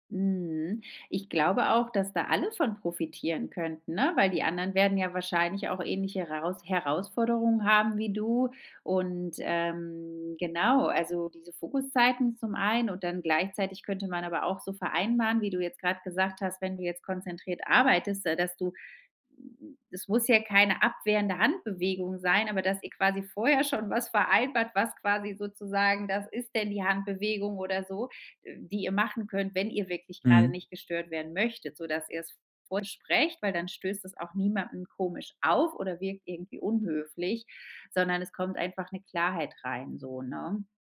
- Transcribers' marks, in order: other noise; laughing while speaking: "schon"
- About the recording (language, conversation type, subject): German, advice, Wie setze ich klare Grenzen, damit ich regelmäßige, ungestörte Arbeitszeiten einhalten kann?